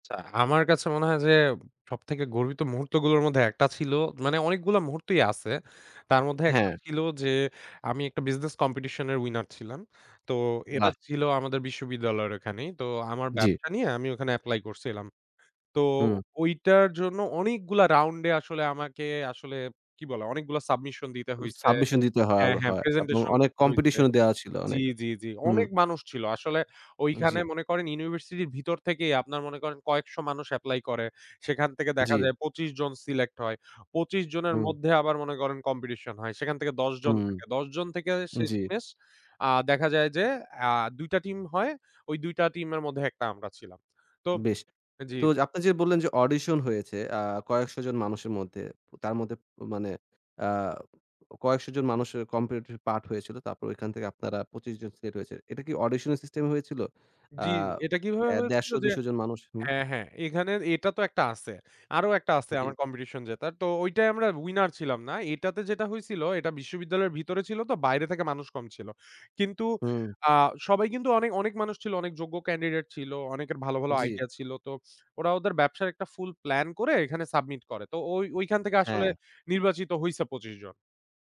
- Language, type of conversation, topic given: Bengali, podcast, আপনার জীবনের সবচেয়ে গর্বের মুহূর্তটি কী ছিল?
- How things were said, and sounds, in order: none